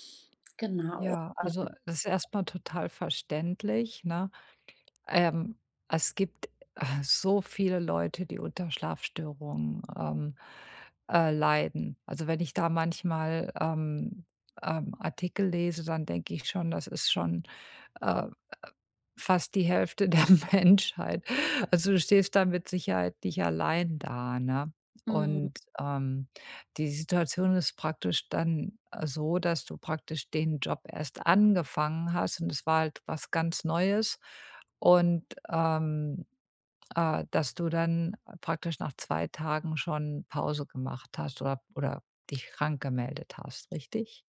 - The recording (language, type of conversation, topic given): German, advice, Wie kann ich mit Schuldgefühlen umgehen, weil ich mir eine Auszeit vom Job nehme?
- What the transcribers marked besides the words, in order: unintelligible speech; other background noise; laughing while speaking: "der Menschheit"